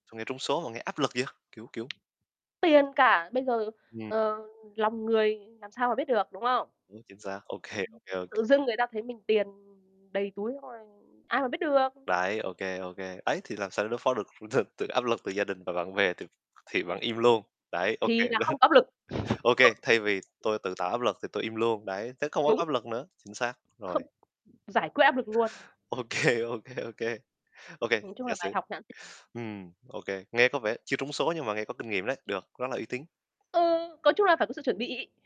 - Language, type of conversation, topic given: Vietnamese, unstructured, Bạn sẽ xử lý như thế nào nếu bất ngờ trúng số độc đắc?
- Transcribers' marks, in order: tapping; distorted speech; laughing while speaking: "ô kê"; laughing while speaking: "từ"; other background noise; chuckle; laughing while speaking: "OK"; other noise